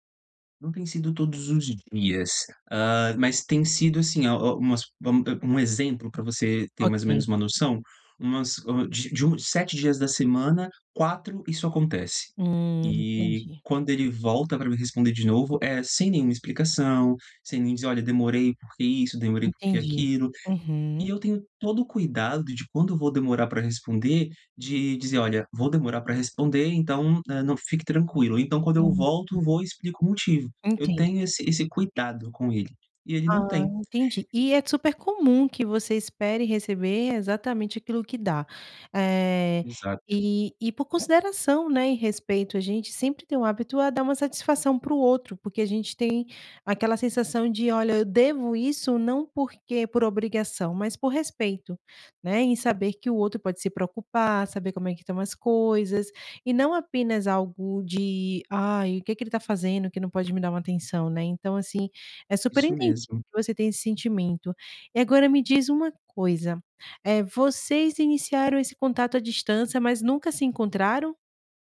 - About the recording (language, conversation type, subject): Portuguese, advice, Como você descreveria seu relacionamento à distância?
- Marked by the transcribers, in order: tapping